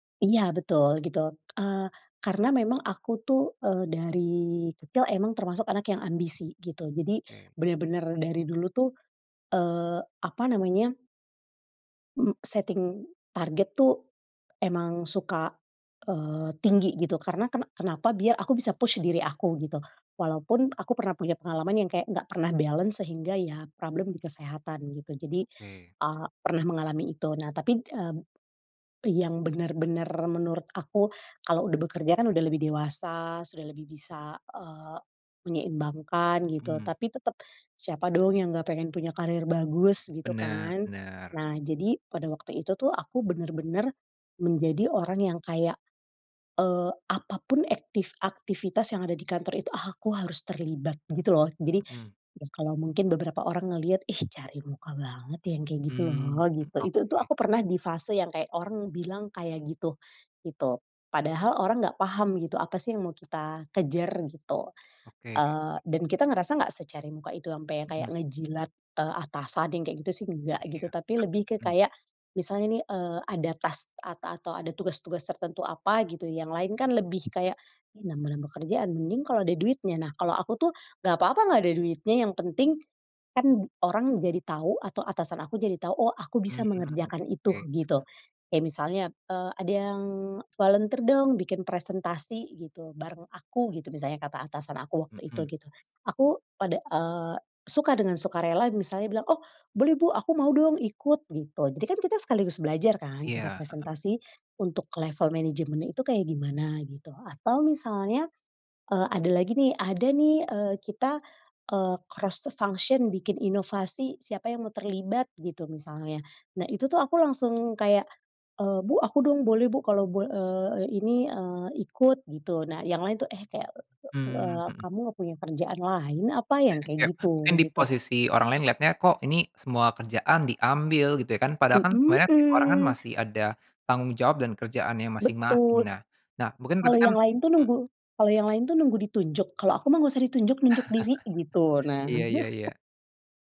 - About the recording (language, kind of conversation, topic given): Indonesian, podcast, Bagaimana kita menyeimbangkan ambisi dan kualitas hidup saat mengejar kesuksesan?
- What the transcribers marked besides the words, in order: in English: "setting target"; in English: "push"; in English: "balance"; in English: "problem"; other background noise; in English: "task"; tapping; in English: "volunteer"; in English: "management"; in English: "cross the function"; chuckle